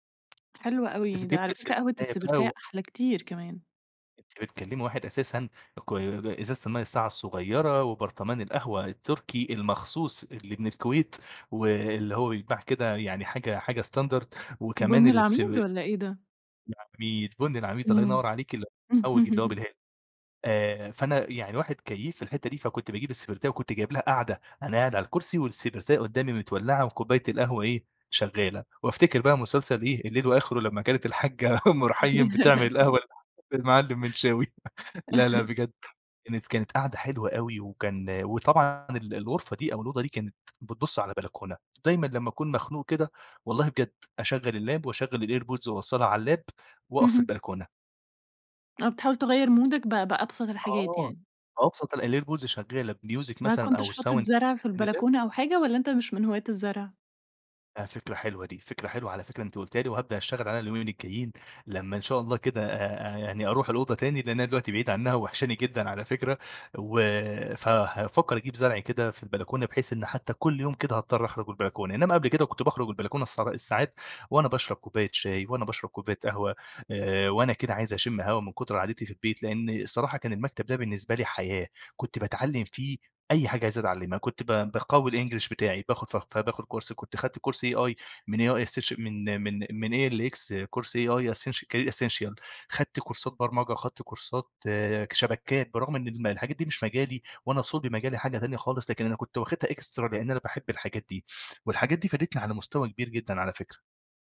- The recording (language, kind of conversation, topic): Arabic, podcast, إزاي تغيّر شكل قوضتك بسرعة ومن غير ما تصرف كتير؟
- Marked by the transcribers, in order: in English: "standard"; laugh; chuckle; laugh; chuckle; in English: "اللاب"; in English: "اللاب"; in English: "مودَك"; in English: "بmusic"; in English: "sound"; in English: "اللاب"; in English: "كورس"; in English: "كورس AI من AI Essenti"; in English: "ALX كورس AI Essenti Career Essential"; in English: "كورسات"; in English: "كورسات"; in English: "extra"